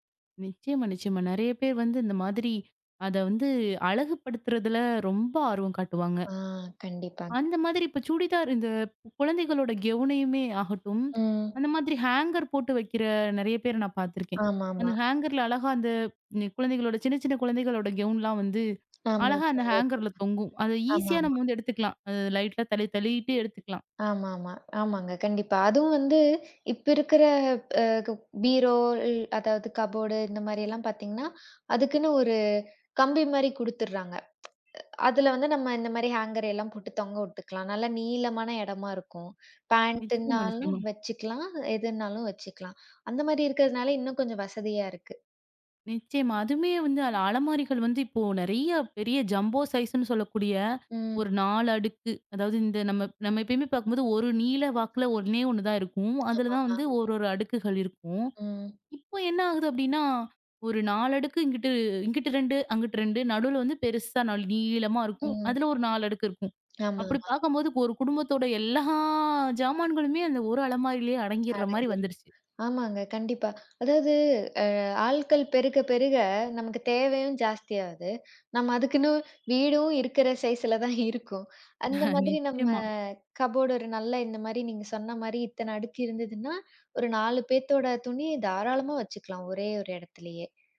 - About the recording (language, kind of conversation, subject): Tamil, podcast, ஒரு சில வருடங்களில் உங்கள் அலமாரி எப்படி மாறியது என்று சொல்ல முடியுமா?
- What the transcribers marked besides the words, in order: in English: "கவுனயுமே"; in English: "ஹேங்கர்"; in English: "ஹேங்கர்ல"; in English: "கவுன்லாம்"; in English: "ஹேங்கர்ல"; in English: "ஈசியா"; unintelligible speech; in English: "லைட்டா"; in English: "கபோர்டு"; tsk; in English: "ஹேங்கர்"; in English: "பேண்ட்டுனாலும்"; in English: "ஜம்போ சைஸ்ன்னு"; drawn out: "எல்லா"; unintelligible speech; in English: "சைஸ்ல"; chuckle; in English: "கபோர்டு"